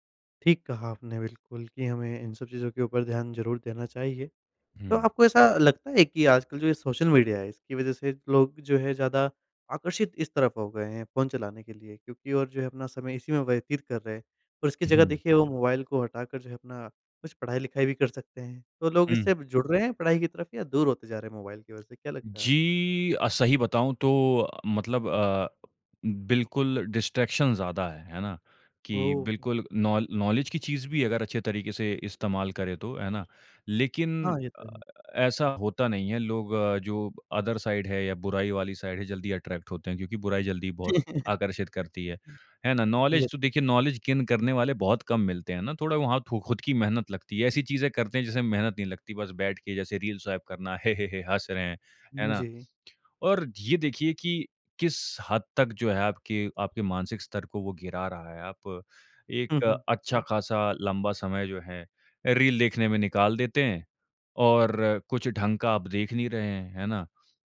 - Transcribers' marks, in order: in English: "डिस्ट्रैक्शन"; in English: "नॉलेज"; in English: "अदर साइड"; in English: "साइड"; in English: "अट्रैक्ट"; chuckle; in English: "नॉलेज"; in English: "नॉलेज गेन"
- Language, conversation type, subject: Hindi, podcast, बिना मोबाइल सिग्नल के बाहर रहना कैसा लगता है, अनुभव बताओ?